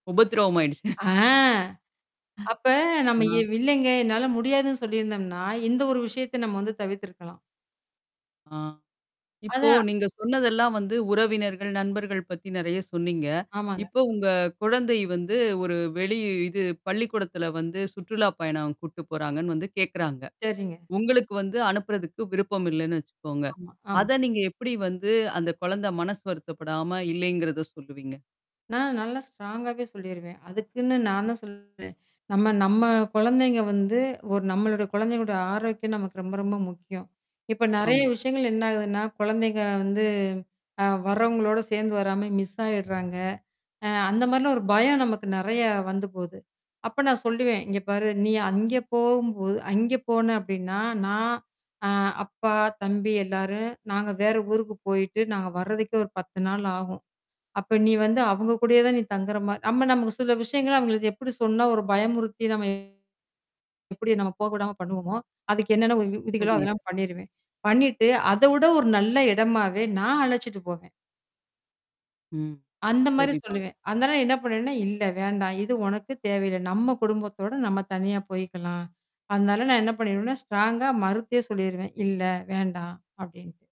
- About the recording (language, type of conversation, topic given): Tamil, podcast, ‘இல்லை’ என்று சொல்லுவது உங்களுக்கு கடினமாக இருக்கிறதா?
- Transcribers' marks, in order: other noise; laughing while speaking: "ஆயிடுச்சு"; mechanical hum; static; in English: "ஸ்ட்ராங்காகவே"; distorted speech; tapping; other background noise; in English: "மிஸ்"; in English: "ஸ்ட்ராங்காக"